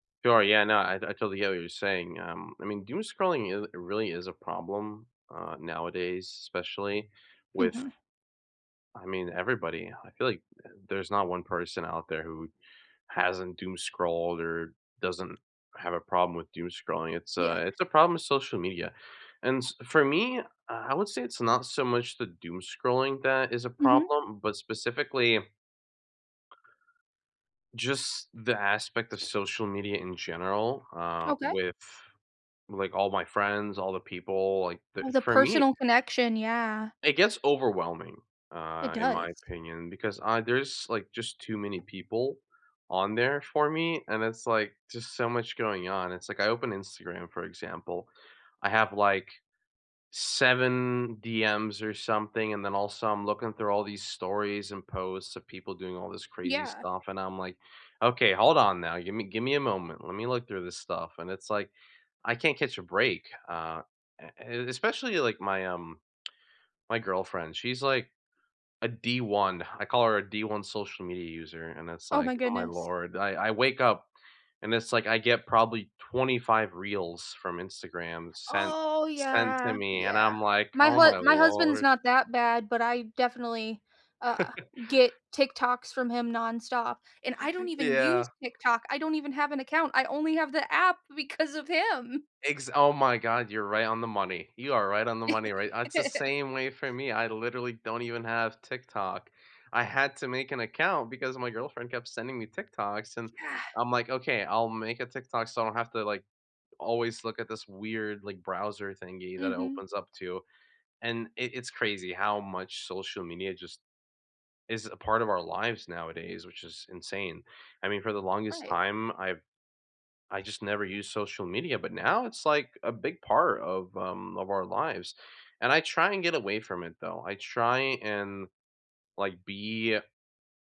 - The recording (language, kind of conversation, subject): English, unstructured, How do your social media habits affect your mood?
- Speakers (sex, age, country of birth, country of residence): female, 30-34, United States, United States; male, 20-24, United States, United States
- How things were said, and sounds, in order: tapping; other background noise; drawn out: "Oh"; chuckle; laughing while speaking: "him"; giggle